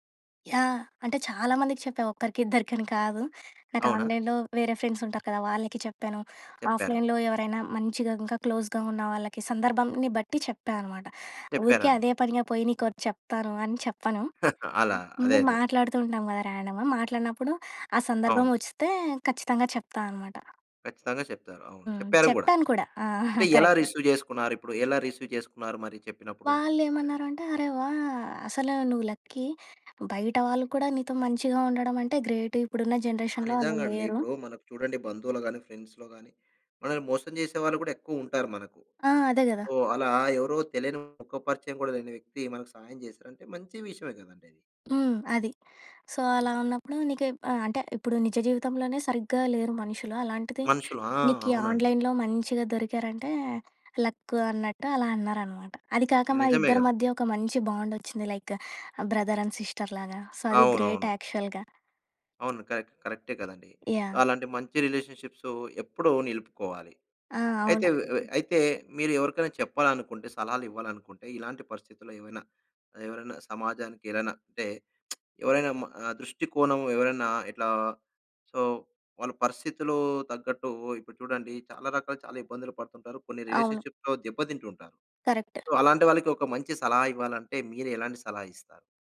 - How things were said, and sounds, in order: in English: "ఆన్‍లైన్‍లో"; in English: "ఫ్రెండ్స్"; in English: "ఆఫ్‍లైన్‍లో"; in English: "క్లోజ్‍గా"; chuckle; other background noise; in English: "ర్యాండమ్‍"; in English: "రిసీవ్"; in English: "కరెక్ట్"; in English: "రిసీవ్"; in English: "వాహ్!"; in English: "లక్కీ"; in English: "గ్రేట్"; in English: "జనరేషన్‍లో"; in English: "ఫ్రెండ్స్‌లో"; in English: "సో"; tapping; in English: "ఆన్‍లైన్‍లో"; in English: "లైక్ బ్రదర్ అండ్ సిస్టర్"; in English: "సో"; in English: "గ్రేట్ యాక్చువల్‌గా"; in English: "కరెక్ట్"; lip smack; in English: "సో"; in English: "రిలేషన్షిప్‌లో"; in English: "సో"; in English: "కరెక్ట్"
- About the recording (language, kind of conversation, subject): Telugu, podcast, పరాయి వ్యక్తి చేసిన చిన్న సహాయం మీపై ఎలాంటి ప్రభావం చూపిందో చెప్పగలరా?